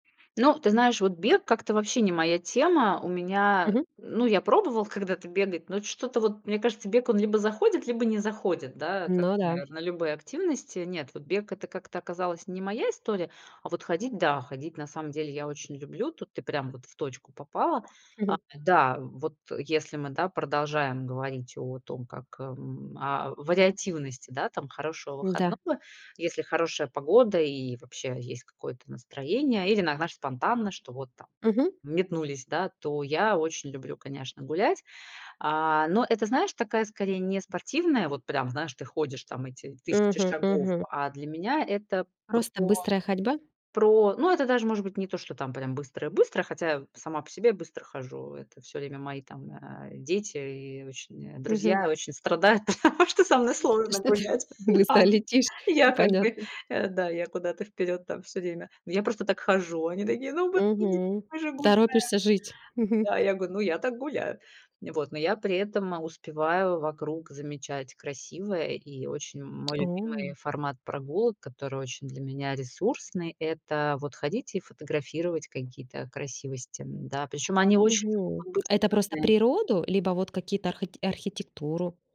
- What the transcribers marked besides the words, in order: chuckle; laughing while speaking: "потому что со мной сложно гулять. Да, они я как бы"; chuckle; "говорю" said as "гу"
- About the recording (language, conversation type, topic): Russian, podcast, Чем ты обычно занимаешься, чтобы хорошо провести выходной день?